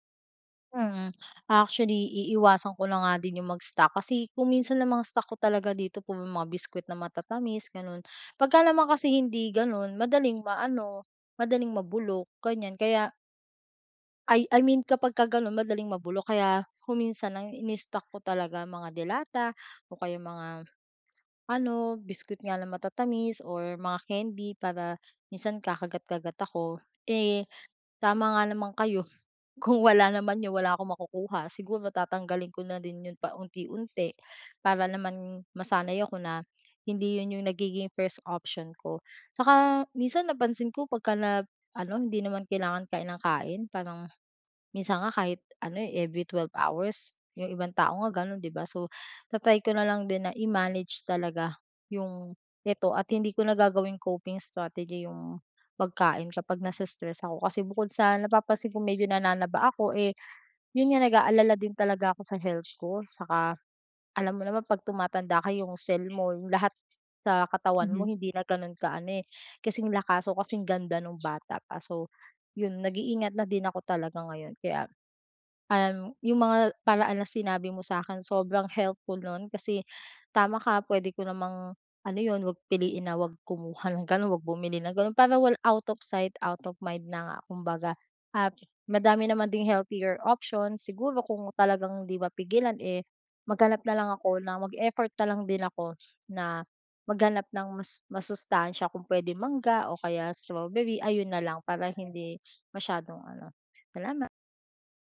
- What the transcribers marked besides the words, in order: other background noise; tapping; lip smack; in English: "out of sight, out of mind"
- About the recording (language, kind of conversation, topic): Filipino, advice, Paano ako makakahanap ng mga simpleng paraan araw-araw para makayanan ang pagnanasa?
- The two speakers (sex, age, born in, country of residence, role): female, 25-29, Philippines, Philippines, user; female, 40-44, Philippines, Philippines, advisor